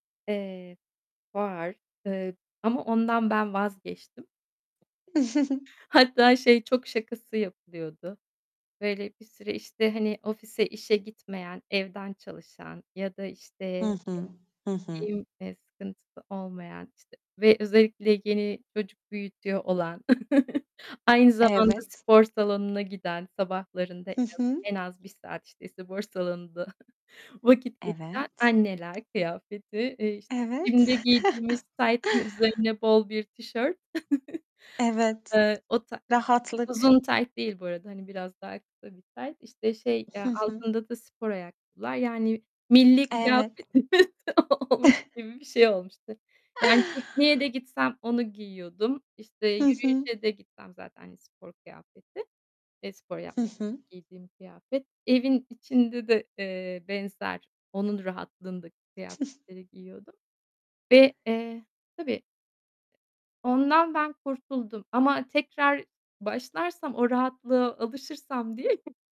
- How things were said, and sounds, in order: tapping; giggle; static; distorted speech; chuckle; giggle; in English: "gym'de"; chuckle; giggle; laughing while speaking: "kıyafetimiz olmuş"; chuckle; giggle; other background noise
- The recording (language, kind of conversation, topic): Turkish, podcast, Kıyafetler sence ruh halini nasıl etkiliyor?